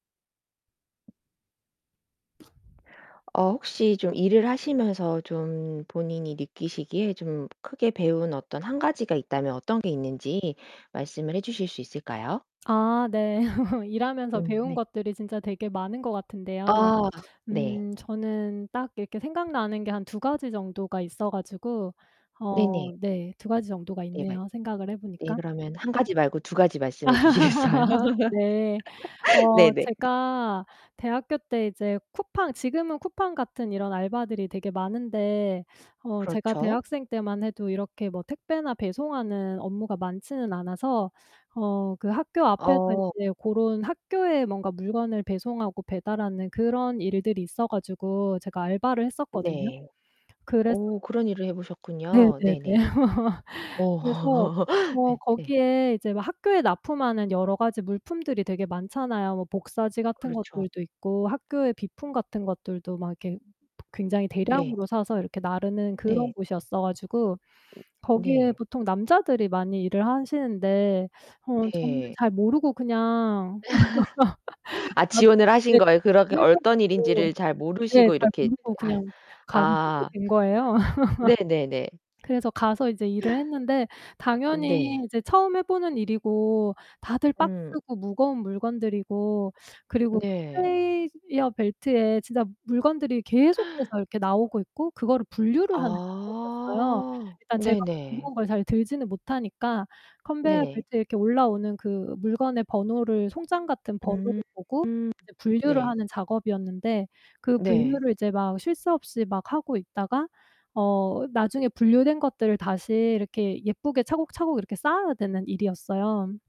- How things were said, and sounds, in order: tapping; other background noise; distorted speech; laugh; laugh; laughing while speaking: "주시겠어요?"; laugh; laughing while speaking: "네네네"; laugh; laugh; laugh; "어떤" said as "얼떤"; laugh; gasp
- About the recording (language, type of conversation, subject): Korean, podcast, 일하면서 가장 크게 배운 한 가지는 무엇인가요?